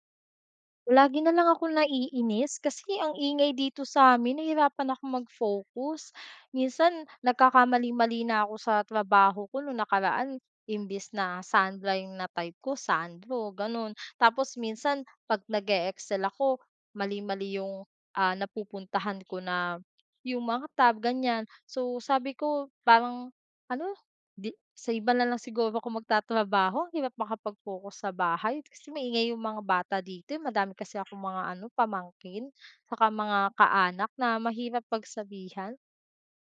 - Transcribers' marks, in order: tapping
- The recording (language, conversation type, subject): Filipino, advice, Paano ako makakapagpokus sa bahay kung maingay at madalas akong naaabala ng mga kaanak?